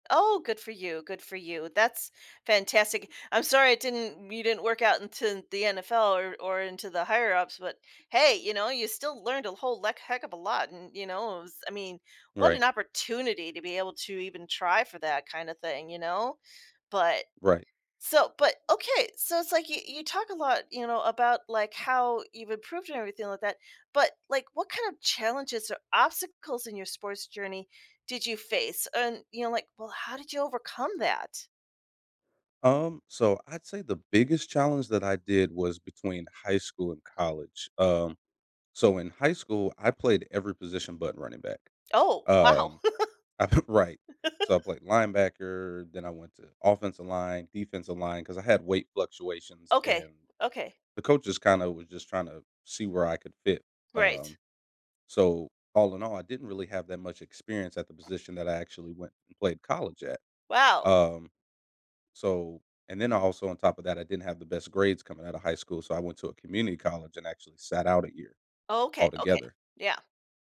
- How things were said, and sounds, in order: laughing while speaking: "I've"; laugh; other background noise
- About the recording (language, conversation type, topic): English, podcast, How has playing sports shaped who you are today?